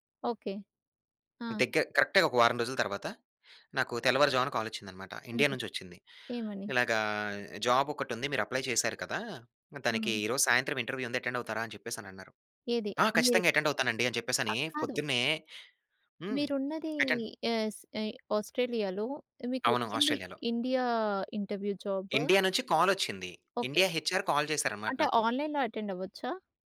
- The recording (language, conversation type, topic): Telugu, podcast, నీవు అనుకున్న దారిని వదిలి కొత్త దారిని ఎప్పుడు ఎంచుకున్నావు?
- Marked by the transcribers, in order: in English: "కరెక్ట్‌గా"; in English: "కాల్"; in English: "జాబ్"; in English: "అప్లై"; in English: "ఇంటర్వ్యూ"; in English: "అటెండ్"; in English: "అటెండ్"; in English: "అటెండ్"; in English: "ఇంటర్వ్యూ జాబ్"; in English: "కాల్"; in English: "హెచ్ఆర్ కాల్"; in English: "ఆన్‌లైన్‌లో అటెండ్"